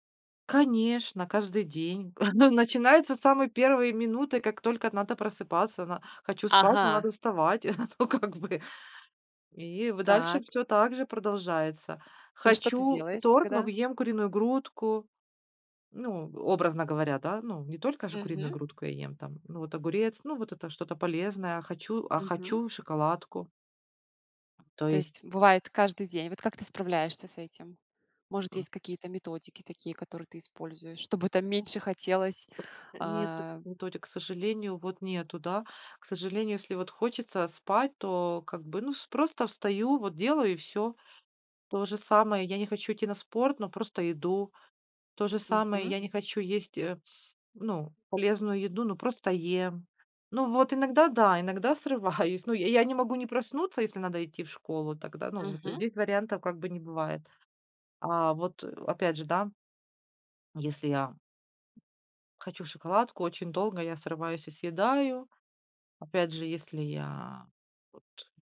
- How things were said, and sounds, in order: chuckle; other background noise; laugh; laughing while speaking: "ну, как бы"; tapping; laughing while speaking: "срываюсь"
- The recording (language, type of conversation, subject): Russian, podcast, Как вы находите баланс между вдохновением и дисциплиной?